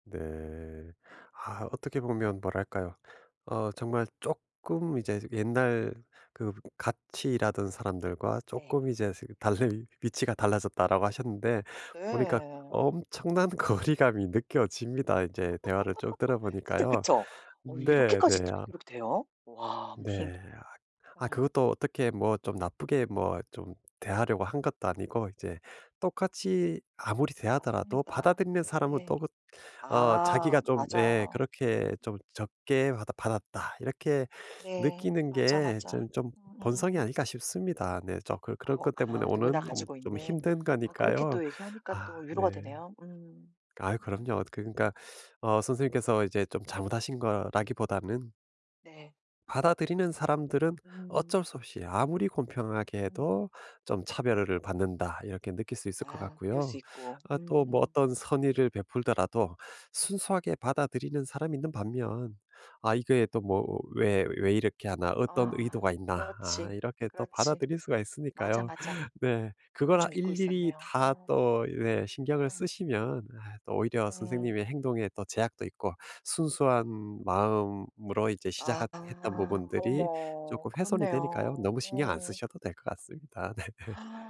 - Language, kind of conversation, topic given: Korean, advice, 관계에서 친밀함과 독립성 사이에서 건강한 경계를 어떻게 설정하고 서로 존중할 수 있을까요?
- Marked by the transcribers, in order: other background noise; laughing while speaking: "달리"; laughing while speaking: "거리감이"; laugh; tapping; laughing while speaking: "네"